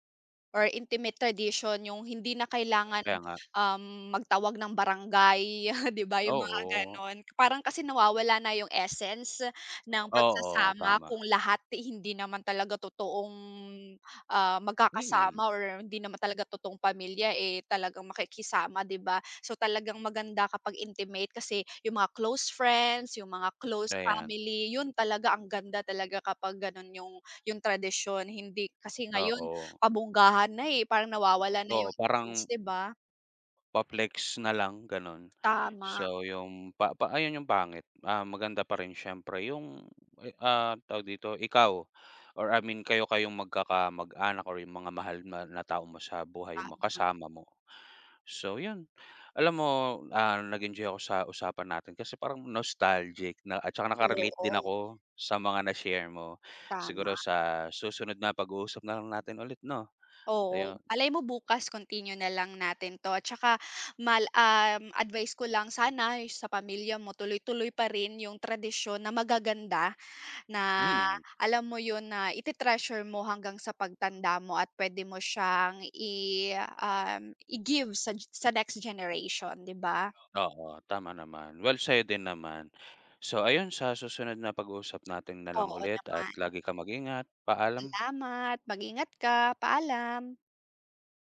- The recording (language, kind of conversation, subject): Filipino, unstructured, Ano ang paborito mong tradisyon kasama ang pamilya?
- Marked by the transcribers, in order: chuckle; laughing while speaking: "Di ba"; in English: "nostalgic"